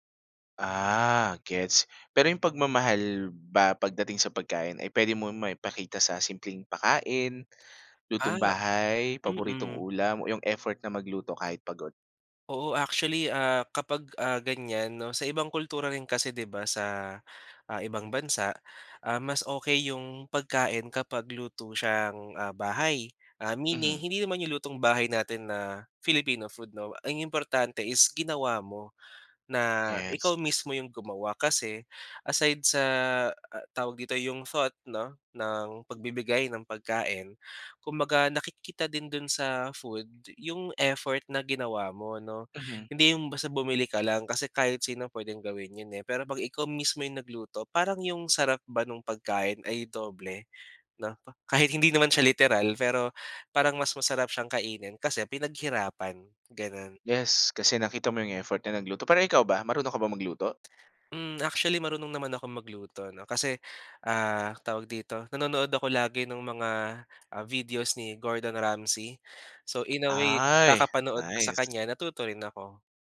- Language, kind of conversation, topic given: Filipino, podcast, Paano ninyo ipinapakita ang pagmamahal sa pamamagitan ng pagkain?
- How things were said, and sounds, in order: in English: "Filipino food"; other background noise; in English: "in a way"; tapping